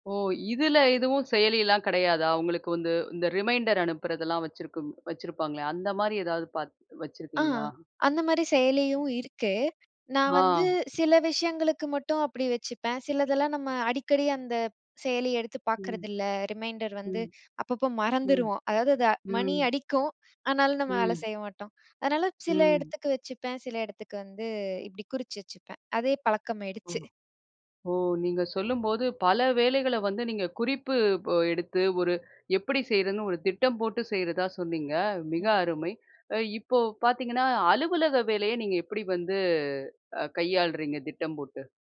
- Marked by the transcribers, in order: in English: "ரிமைண்டர்"; in English: "ரிமைண்டர்"
- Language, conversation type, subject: Tamil, podcast, வேலைமுறைகளைச் சீரமைப்பதற்கு உதவும் சிறிய பழக்கங்கள் என்னென்ன?